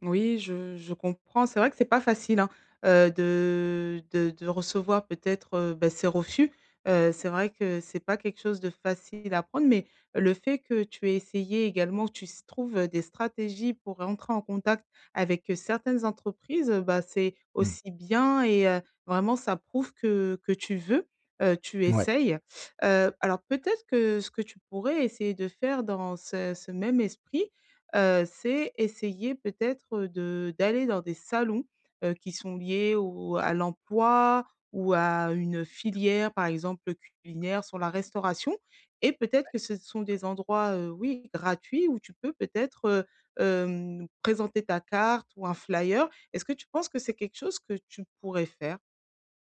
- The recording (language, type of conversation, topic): French, advice, Comment puis-je atteindre et fidéliser mes premiers clients ?
- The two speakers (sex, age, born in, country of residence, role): female, 35-39, France, France, advisor; male, 50-54, France, France, user
- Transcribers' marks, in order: other background noise; tapping